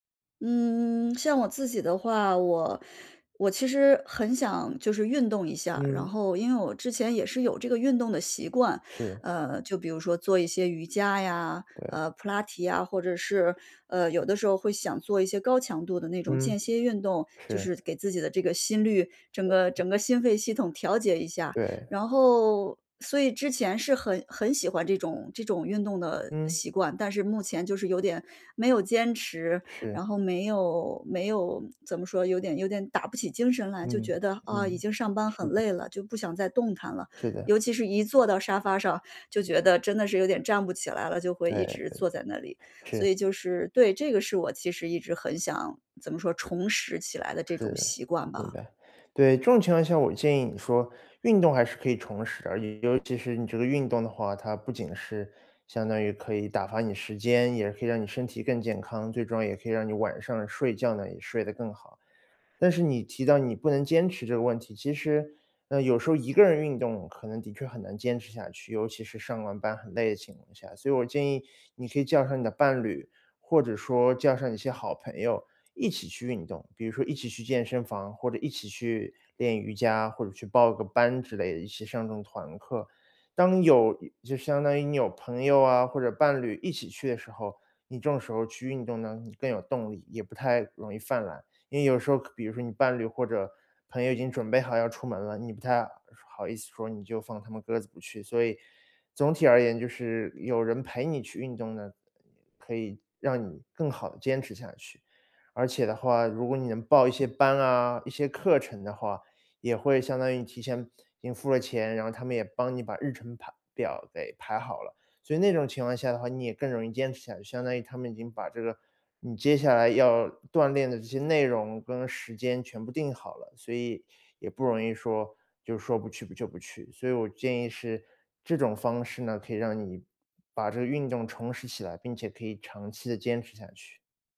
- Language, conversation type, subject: Chinese, advice, 如何让我的休闲时间更充实、更有意义？
- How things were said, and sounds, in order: other background noise